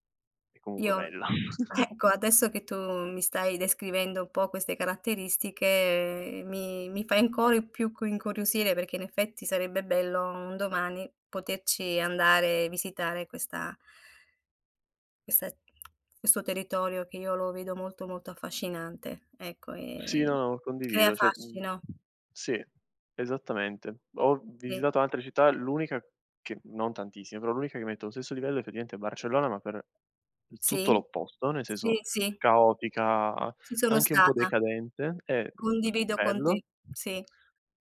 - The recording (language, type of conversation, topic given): Italian, unstructured, Qual è il posto che vorresti visitare almeno una volta nella vita?
- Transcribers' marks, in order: other background noise; laughing while speaking: "ecco"; tapping; chuckle; drawn out: "e"; "Cioè" said as "ceh"